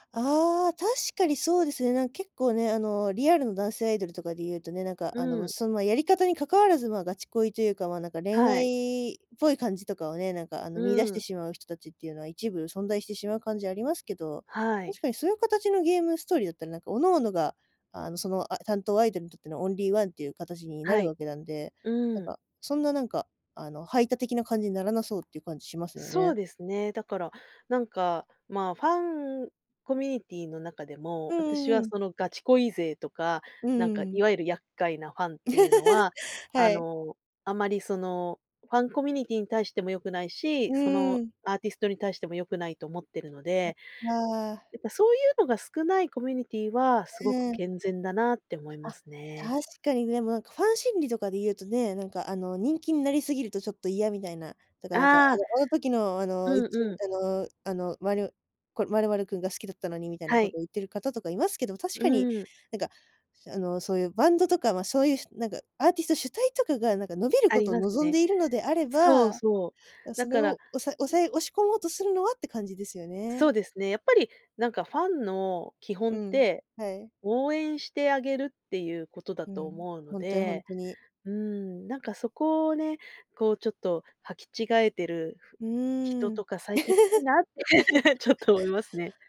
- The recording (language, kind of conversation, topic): Japanese, podcast, ファンコミュニティの力、どう捉えていますか？
- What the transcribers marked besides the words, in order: tapping; laugh; other background noise; laugh